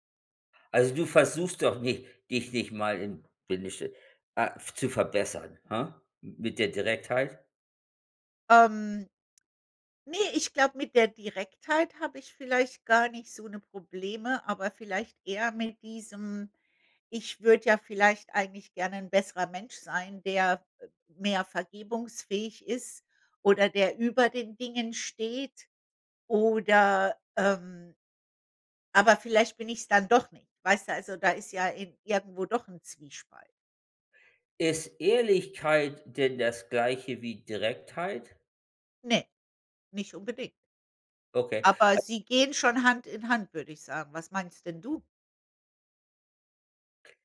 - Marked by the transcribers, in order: unintelligible speech
- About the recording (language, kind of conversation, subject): German, unstructured, Wie kann man Vertrauen in einer Beziehung aufbauen?